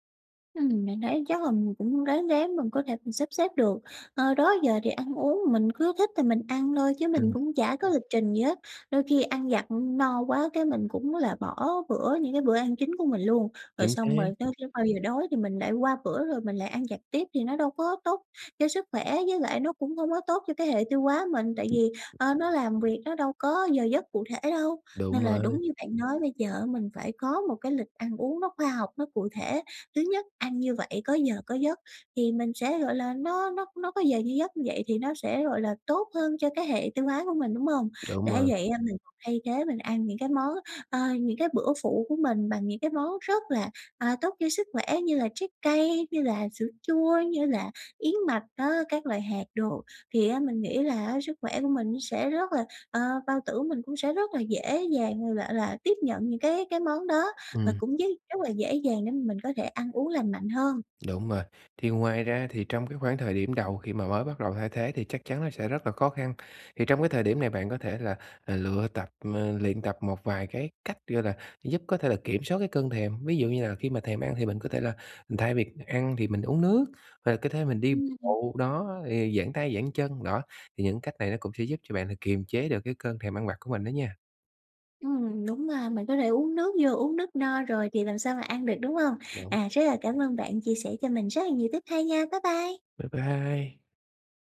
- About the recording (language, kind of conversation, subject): Vietnamese, advice, Làm sao để bớt ăn vặt không lành mạnh mỗi ngày?
- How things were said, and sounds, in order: tapping; other background noise